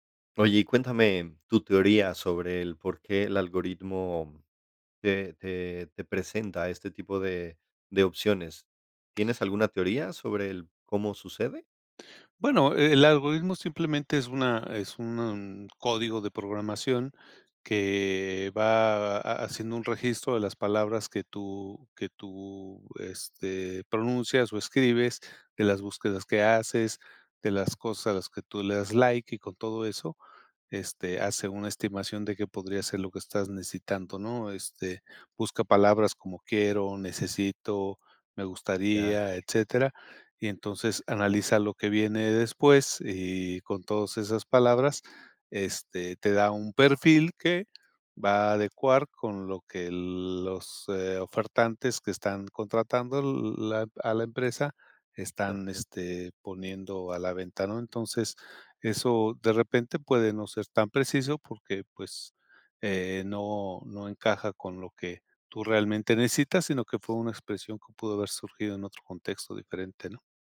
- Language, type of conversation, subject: Spanish, podcast, ¿Cómo influye el algoritmo en lo que consumimos?
- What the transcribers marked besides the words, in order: other background noise; unintelligible speech